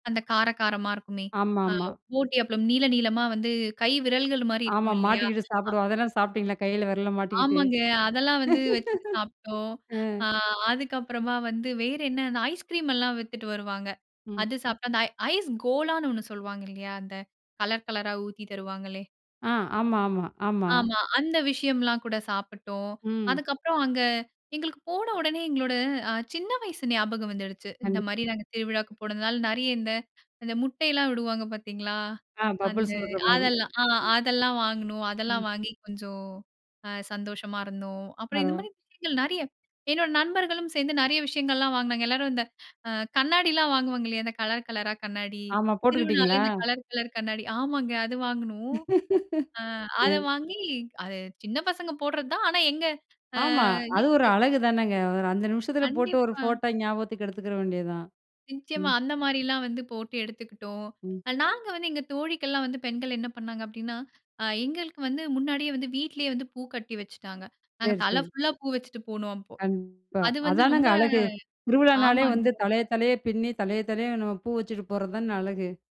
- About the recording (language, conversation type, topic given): Tamil, podcast, நீங்கள் கலந்து கொண்ட ஒரு திருவிழாவை விவரிக்க முடியுமா?
- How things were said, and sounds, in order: other background noise; "ஊட்டி" said as "போட்டி"; laugh; joyful: "ஆமா. அந்த விஷயம்லாம் கூட சாப்பிட்டோம் … ஆமாங்க. அது வாங்கினோம்"; in English: "பபுள்ஸ்"; laugh; joyful: "நிச்சயமா. அந்த மாரிலாம் வந்து போட்டு … வந்து ரொம்ப ஆமாங்க"